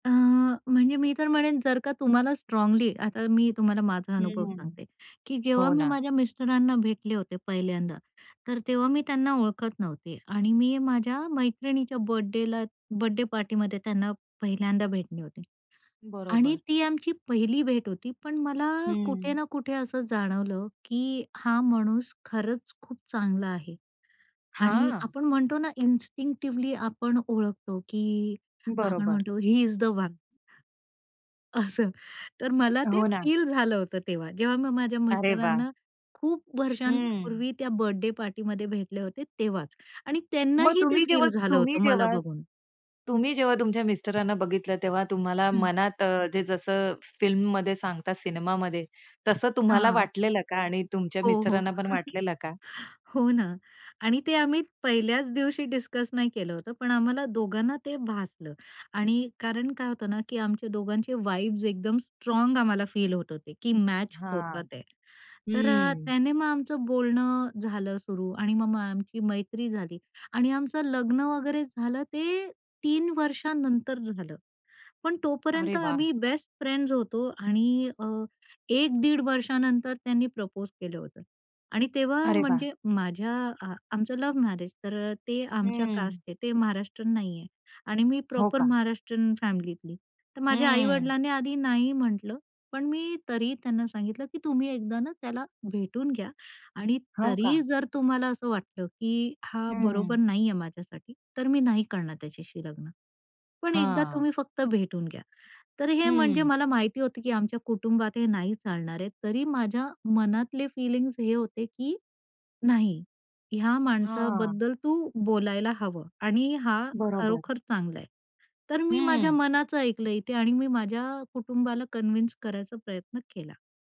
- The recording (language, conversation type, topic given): Marathi, podcast, प्रेमासंबंधी निर्णय घेताना तुम्ही मनावर विश्वास का ठेवता?
- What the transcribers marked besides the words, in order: in English: "स्ट्राँगली"; in English: "इन्स्टिंक्टिव्हली"; in English: "ही इज द वन"; other background noise; chuckle; chuckle; laughing while speaking: "हो ना"; in English: "बेस्ट फ्रेंड्स"; in English: "प्रपोज"; in English: "लव्ह मॅरेज"; in English: "प्रॉपर"; in English: "फीलिंग्स"; in English: "कन्विन्स"